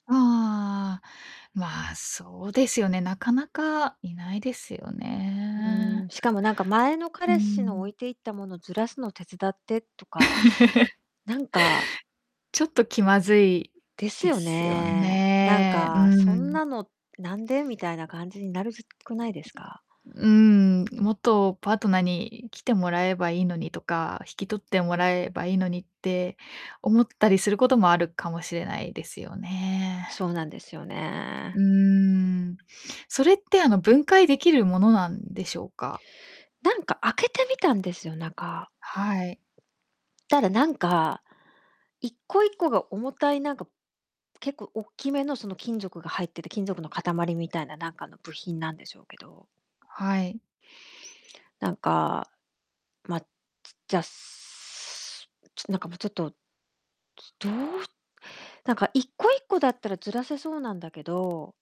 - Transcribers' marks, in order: distorted speech; laugh; other background noise
- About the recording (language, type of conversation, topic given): Japanese, advice, 同居していた元パートナーの荷物をどう整理すればよいですか？